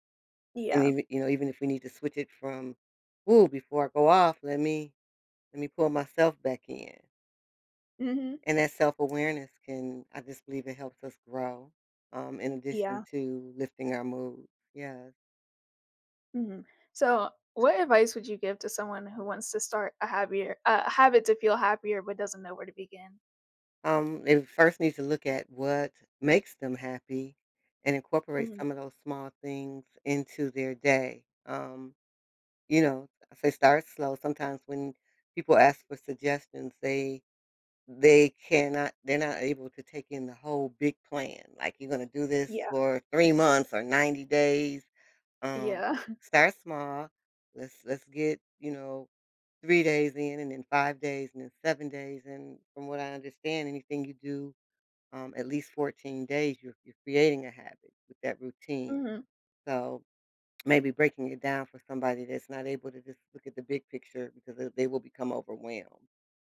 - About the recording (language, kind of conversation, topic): English, unstructured, What small habit makes you happier each day?
- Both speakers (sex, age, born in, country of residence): female, 20-24, United States, United States; female, 60-64, United States, United States
- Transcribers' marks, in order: tapping; stressed: "makes"; chuckle; lip smack